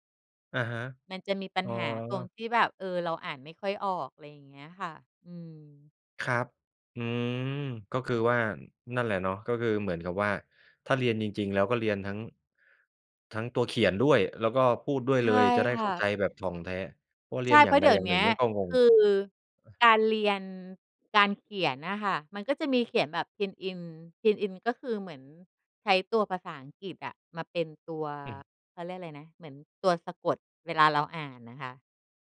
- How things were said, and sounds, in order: none
- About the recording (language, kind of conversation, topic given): Thai, podcast, ถ้าอยากเริ่มเรียนทักษะใหม่ตอนโต ควรเริ่มอย่างไรดี?